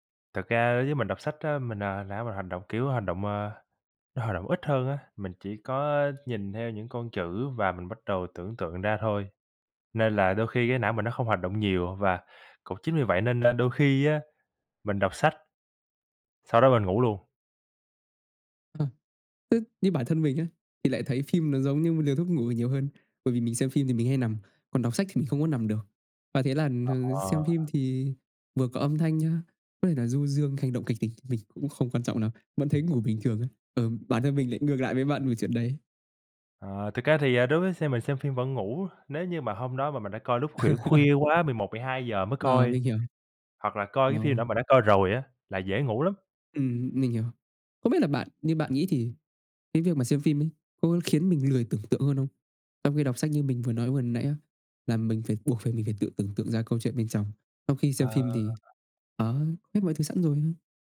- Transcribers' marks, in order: tapping; alarm; laugh
- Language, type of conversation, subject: Vietnamese, unstructured, Bạn thường dựa vào những yếu tố nào để chọn xem phim hay đọc sách?